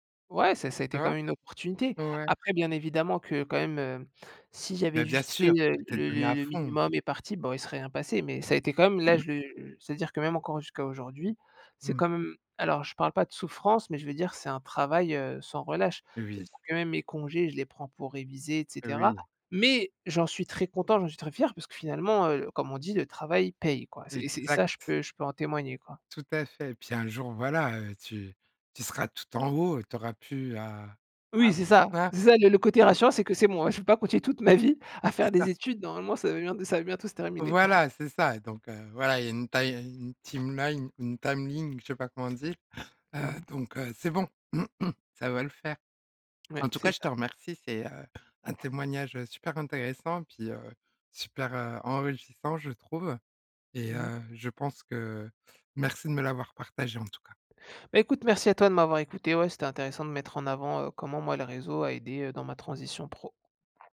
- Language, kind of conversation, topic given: French, podcast, Quel rôle ton réseau a-t-il joué dans tes transitions professionnelles ?
- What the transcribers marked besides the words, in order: "imparti" said as "et parti"; throat clearing; stressed: "Mais"; unintelligible speech; throat clearing; laughing while speaking: "ma vie"; chuckle; in English: "ti"; tapping; in English: "team line"; in English: "time ling"; throat clearing